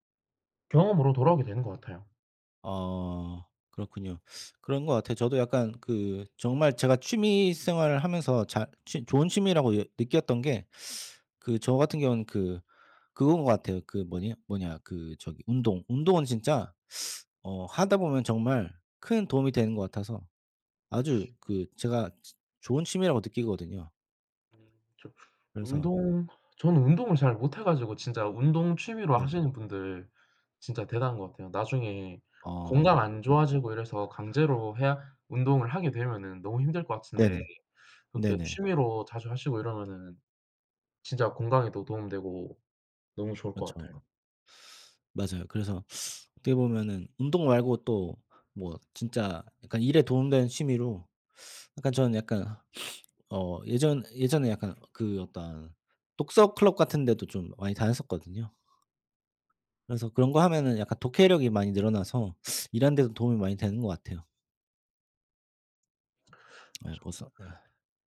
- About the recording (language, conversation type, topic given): Korean, unstructured, 취미 활동에 드는 비용이 너무 많을 때 상대방을 어떻게 설득하면 좋을까요?
- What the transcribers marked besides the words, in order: teeth sucking; teeth sucking; teeth sucking; other background noise; teeth sucking; sniff; tapping; teeth sucking